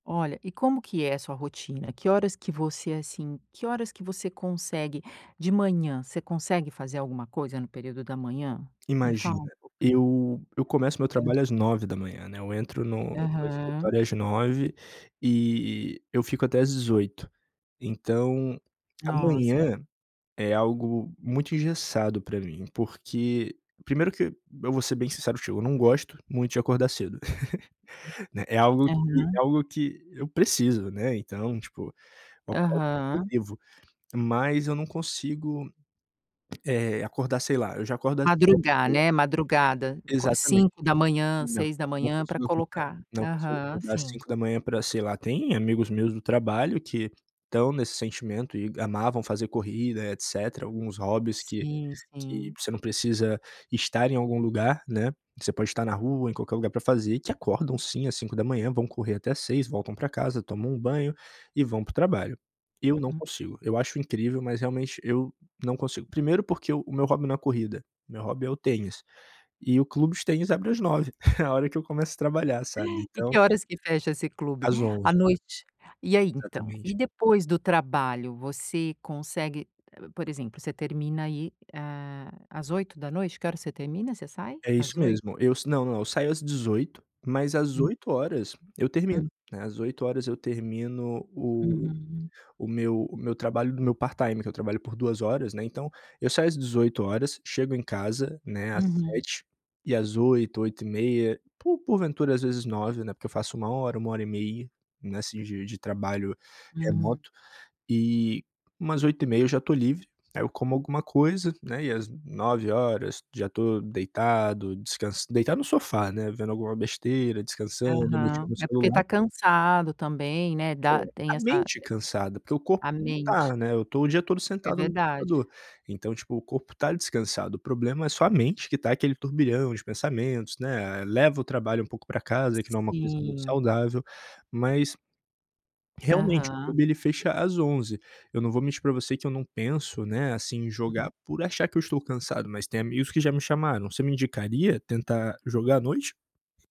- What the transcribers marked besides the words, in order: giggle; chuckle; giggle; in English: "part-time"
- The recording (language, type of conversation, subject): Portuguese, advice, Como posso encontrar tempo para meus hobbies na rotina diária?